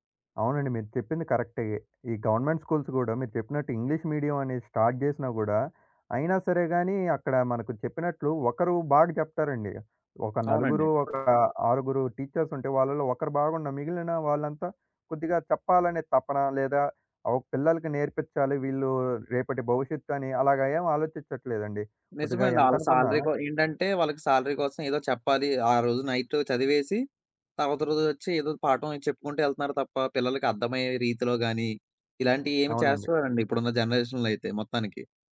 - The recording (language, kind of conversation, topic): Telugu, podcast, పరిమిత బడ్జెట్‌లో ఒక నైపుణ్యాన్ని ఎలా నేర్చుకుంటారు?
- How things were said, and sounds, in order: in English: "గవర్నమెంట్ స్కూల్స్"; in English: "ఇంగ్లీష్ మీడియం"; in English: "స్టార్ట్"; tapping; other background noise; in English: "టీచర్స్"; in English: "శాలరీ"; in English: "శాలరీ"; in English: "జనరేషన్‌లో"